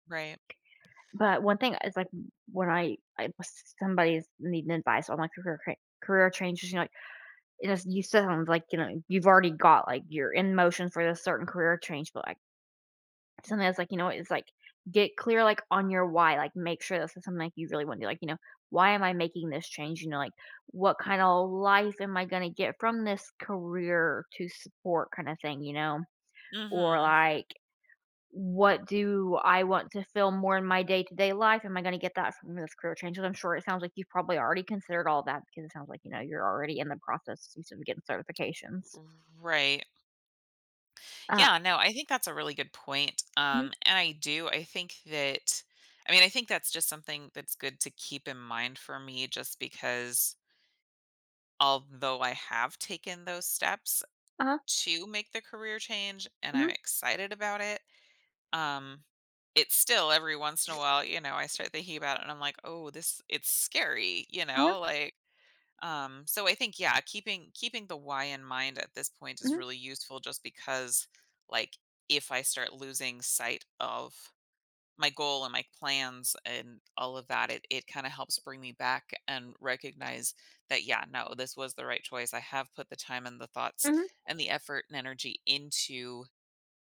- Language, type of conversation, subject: English, advice, How should I prepare for a major life change?
- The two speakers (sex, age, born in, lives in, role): female, 30-34, United States, United States, advisor; female, 40-44, United States, United States, user
- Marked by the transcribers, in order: drawn out: "Right"; other background noise